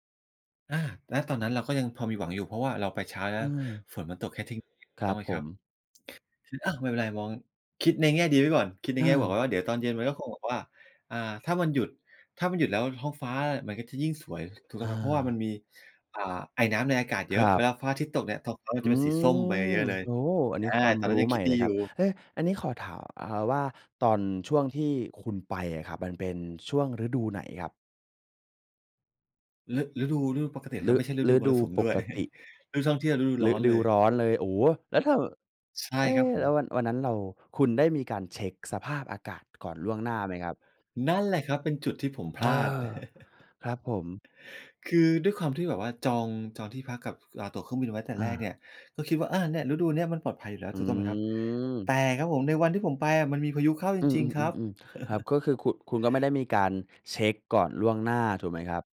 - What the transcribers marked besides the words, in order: other background noise; drawn out: "อืม"; tapping; chuckle; stressed: "นั่น"; chuckle; drawn out: "อืม"; chuckle
- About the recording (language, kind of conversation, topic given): Thai, podcast, เคยเจอพายุหรือสภาพอากาศสุดโต่งระหว่างทริปไหม?